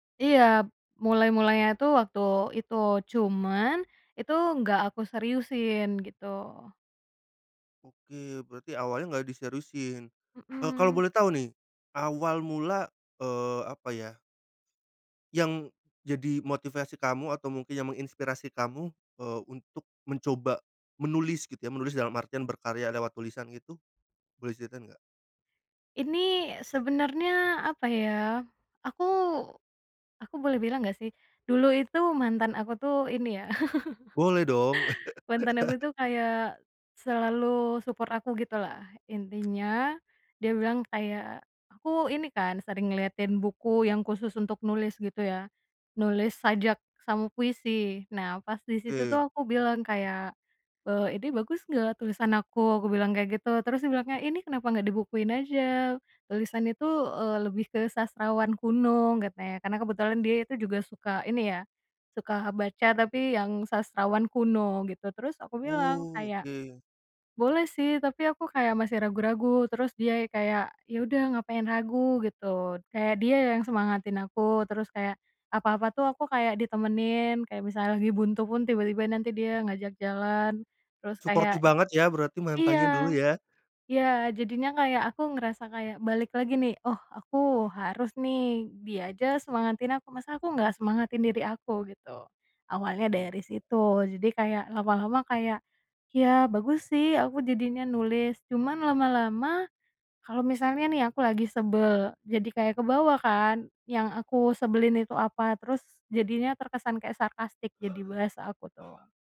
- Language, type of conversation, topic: Indonesian, podcast, Apa rasanya saat kamu menerima komentar pertama tentang karya kamu?
- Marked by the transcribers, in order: other background noise; chuckle; in English: "support"; tapping; laugh